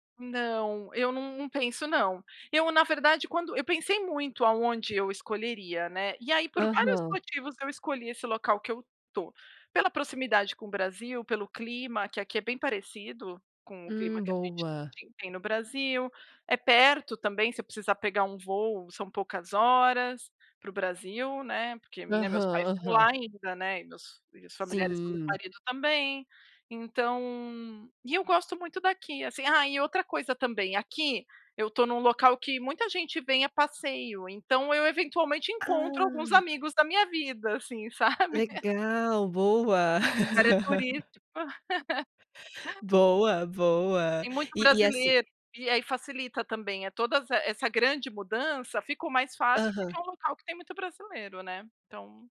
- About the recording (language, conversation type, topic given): Portuguese, podcast, Como você lida com mudanças grandes na vida?
- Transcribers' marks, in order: tapping; chuckle; laugh